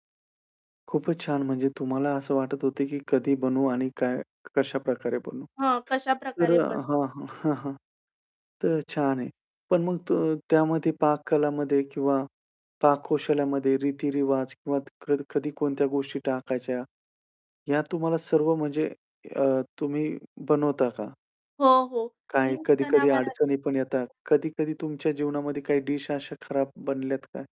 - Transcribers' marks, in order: other background noise
- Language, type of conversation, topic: Marathi, podcast, स्वयंपाकघरातील कोणता पदार्थ तुम्हाला घरासारखं वाटायला लावतो?